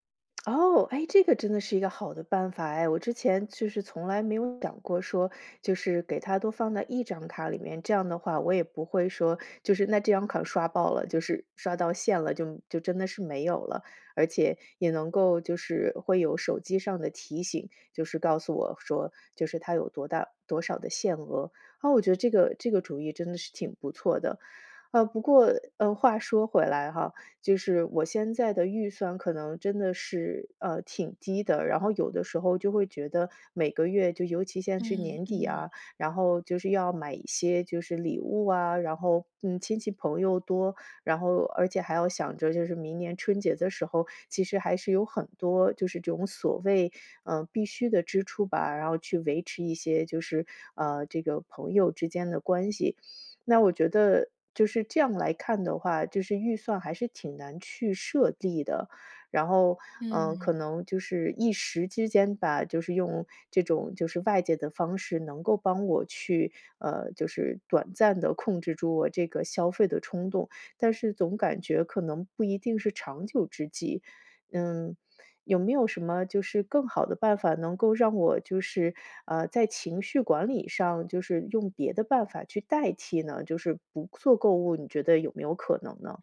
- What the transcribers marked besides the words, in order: none
- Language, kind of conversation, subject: Chinese, advice, 如何识别导致我因情绪波动而冲动购物的情绪触发点？